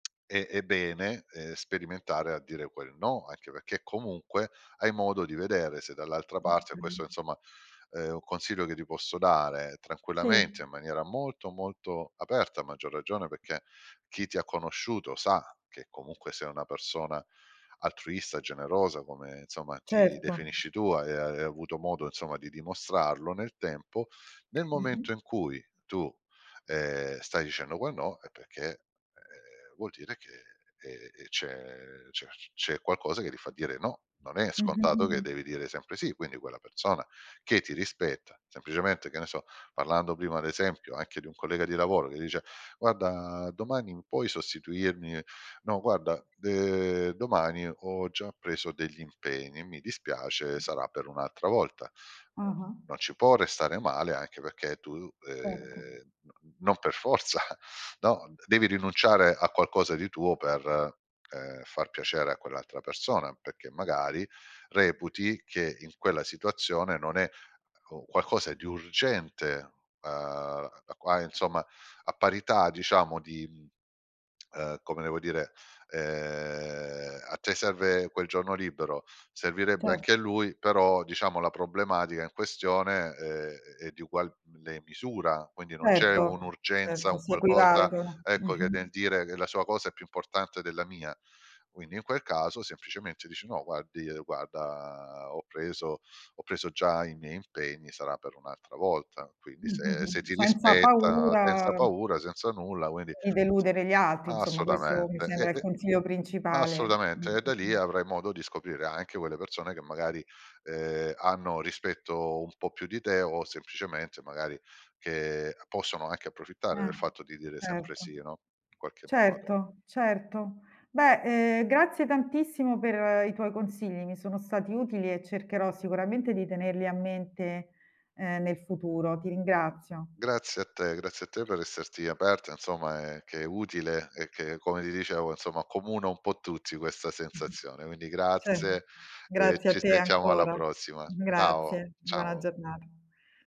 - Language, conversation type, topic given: Italian, advice, Come posso imparare a dire di no senza temere di deludere gli altri?
- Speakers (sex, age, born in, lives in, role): female, 45-49, Italy, Italy, user; male, 50-54, Germany, Italy, advisor
- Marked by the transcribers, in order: other background noise; tapping; "insomma" said as "nsomma"; "insomma" said as "nzomma"; drawn out: "de"; laughing while speaking: "forza"; "perché" said as "pecchè"; drawn out: "Ehm"; "uguale" said as "ugualmle"; drawn out: "paura"